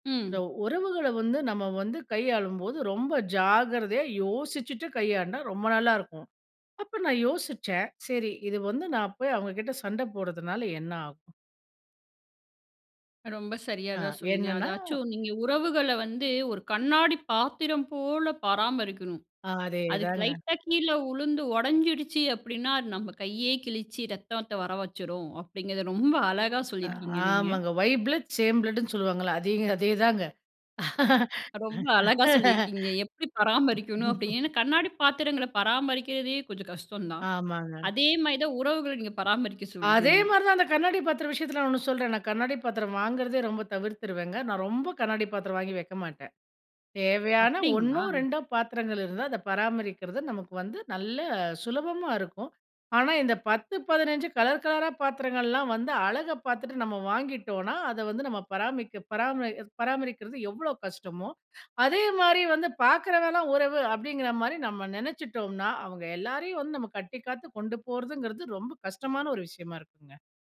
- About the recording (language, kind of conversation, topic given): Tamil, podcast, உறவுகளை நீண்டகாலம் பராமரிப்பது எப்படி?
- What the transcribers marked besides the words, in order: other noise; in English: "ஒய் பிளட் சேம் பிளட்ன்னு"; laugh